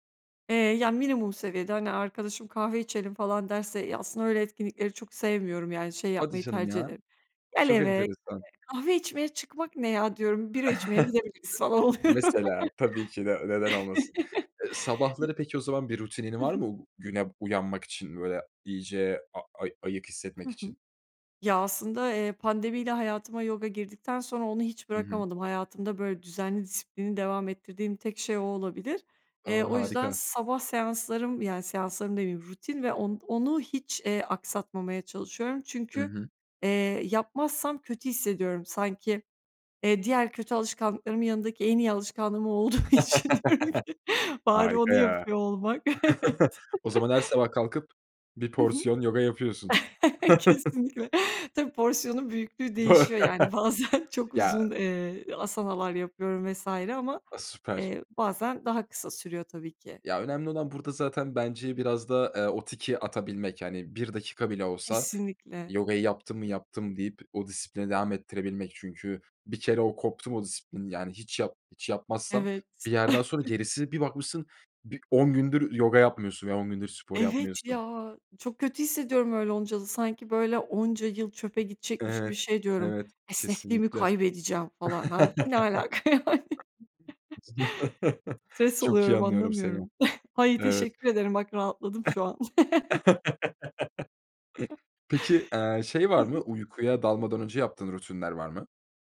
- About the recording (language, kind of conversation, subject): Turkish, podcast, Gece uyanıp tekrar uyuyamadığında bununla nasıl başa çıkıyorsun?
- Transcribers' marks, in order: other background noise; unintelligible speech; chuckle; other noise; laughing while speaking: "oluyorum"; chuckle; laugh; chuckle; laughing while speaking: "için diyorum ki: Bari onu yapıyor olmak Evet"; laughing while speaking: "Kesinlikle"; chuckle; chuckle; in Sanskrit: "āsana'lar"; chuckle; tapping; chuckle; laughing while speaking: "yani?"; chuckle; chuckle; chuckle